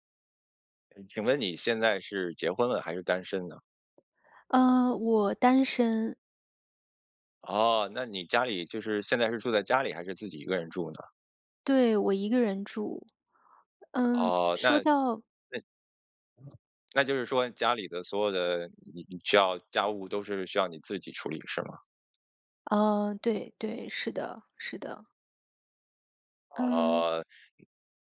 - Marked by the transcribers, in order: other background noise; tapping
- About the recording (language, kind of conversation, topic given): Chinese, podcast, 在家里应该怎样更公平地分配家务？